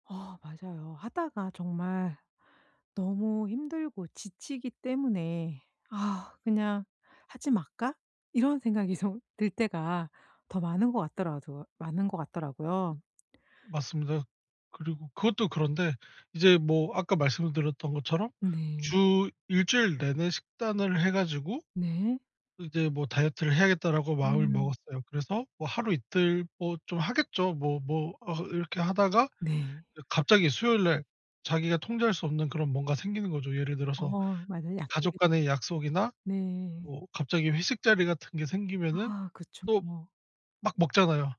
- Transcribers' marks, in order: sigh; other background noise
- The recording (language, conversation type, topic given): Korean, podcast, 요즘 꾸준함을 유지하는 데 도움이 되는 팁이 있을까요?